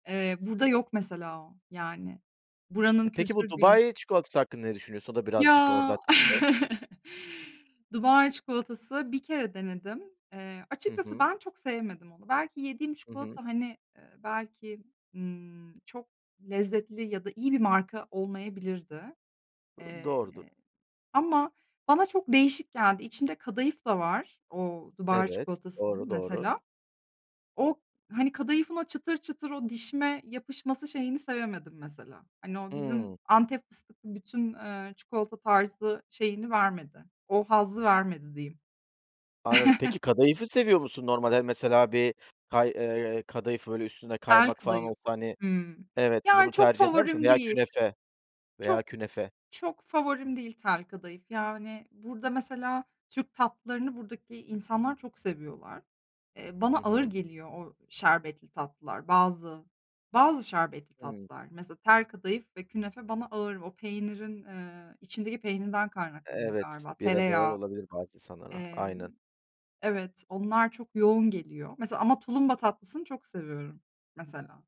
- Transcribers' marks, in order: drawn out: "Ya"; chuckle; chuckle
- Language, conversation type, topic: Turkish, podcast, Abur cuburla başa çıkmak için hangi stratejiler senin için işe yaradı?